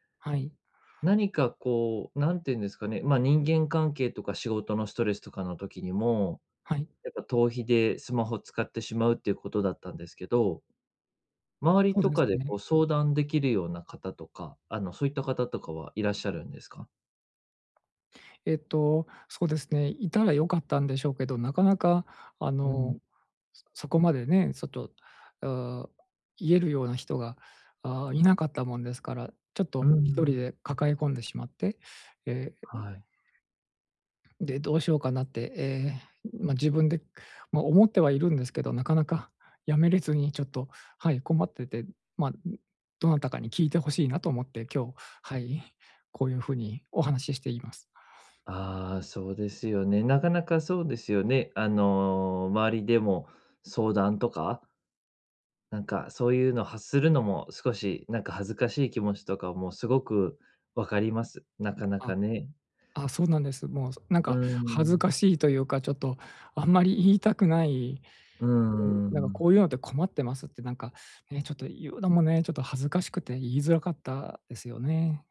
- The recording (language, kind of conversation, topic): Japanese, advice, ストレスが強いとき、不健康な対処をやめて健康的な行動に置き換えるにはどうすればいいですか？
- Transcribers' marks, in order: other background noise